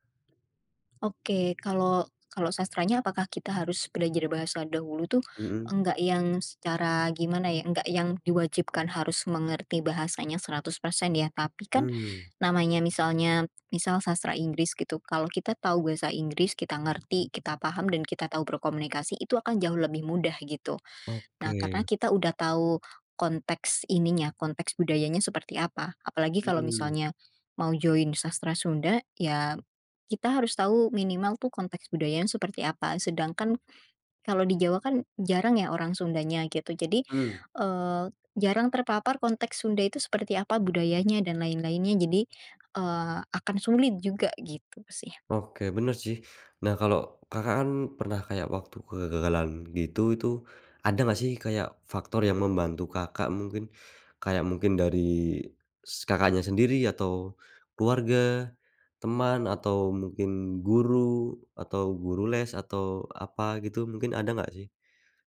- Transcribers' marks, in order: tapping; lip smack; other background noise; in English: "join"
- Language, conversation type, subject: Indonesian, podcast, Bagaimana cara kamu bangkit setelah mengalami kegagalan besar dalam hidup?